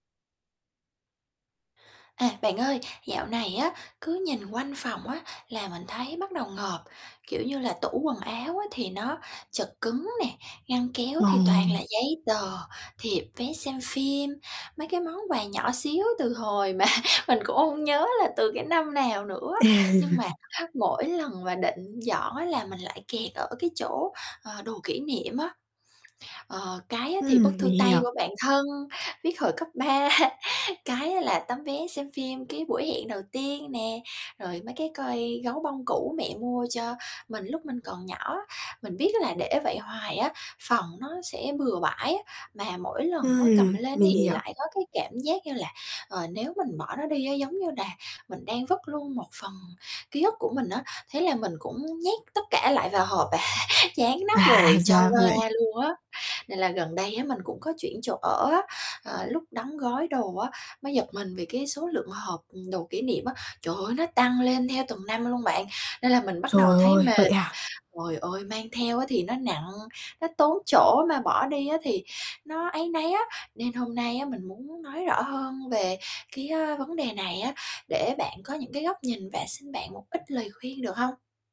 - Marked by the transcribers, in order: tapping; distorted speech; laughing while speaking: "mà"; chuckle; other background noise; laughing while speaking: "ba"; laughing while speaking: "à"; laughing while speaking: "À"
- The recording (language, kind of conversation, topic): Vietnamese, advice, Làm sao để chọn những món đồ kỷ niệm nên giữ và buông bỏ phần còn lại?